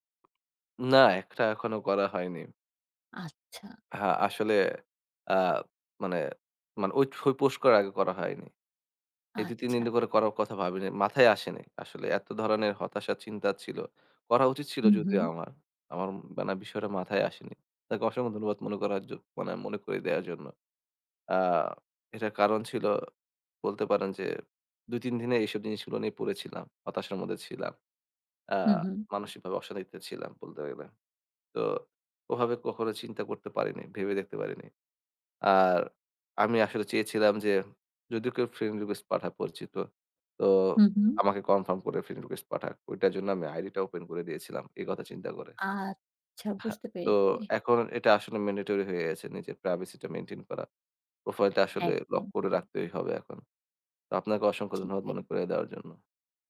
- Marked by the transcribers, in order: tapping
- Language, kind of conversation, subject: Bengali, advice, সামাজিক মিডিয়ায় প্রকাশ্যে ট্রোলিং ও নিম্নমানের সমালোচনা কীভাবে মোকাবিলা করেন?